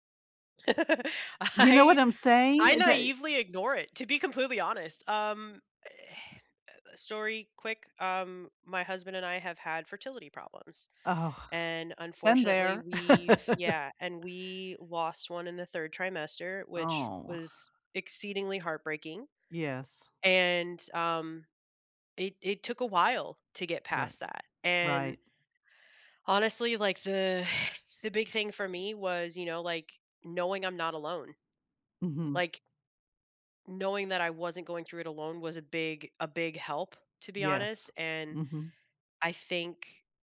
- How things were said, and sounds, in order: laugh; laughing while speaking: "I"; laugh; sigh
- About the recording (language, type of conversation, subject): English, unstructured, How do you stay positive when facing challenges?